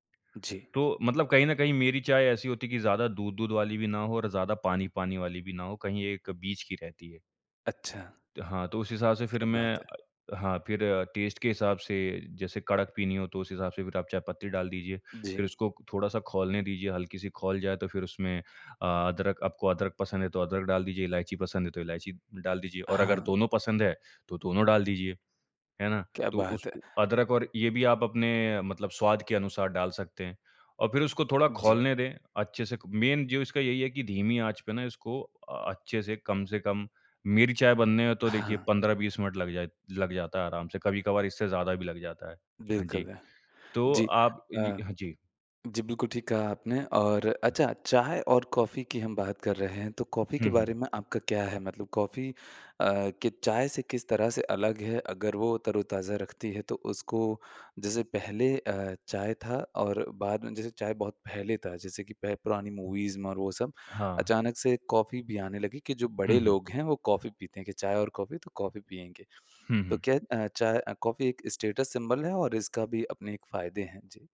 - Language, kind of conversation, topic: Hindi, podcast, चाय या कॉफ़ी आपके ध्यान को कैसे प्रभावित करती हैं?
- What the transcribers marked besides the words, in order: tapping; in English: "टेस्ट"; in English: "मेन"; other background noise; in English: "मूवीज़"; in English: "स्टेटस सिंबल"